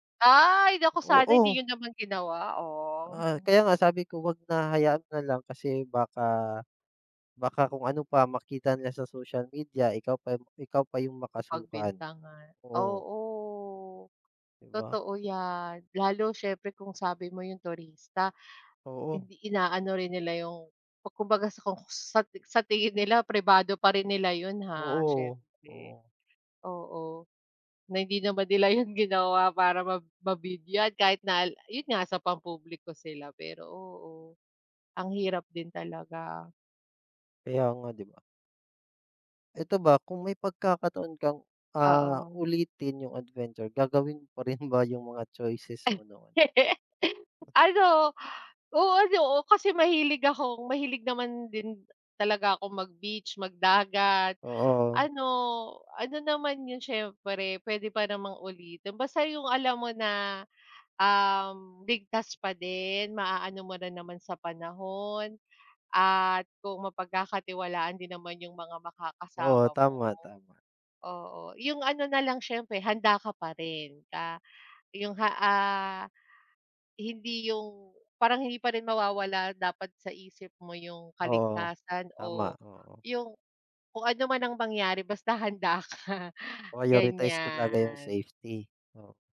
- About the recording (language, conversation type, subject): Filipino, unstructured, Ano ang pinakanakagugulat na nangyari sa iyong paglalakbay?
- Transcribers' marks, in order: drawn out: "Ay!"; drawn out: "oo"; laughing while speaking: "'yon"; laughing while speaking: "pa rin ba"; laugh; other background noise; laughing while speaking: "ka"; drawn out: "ganyan"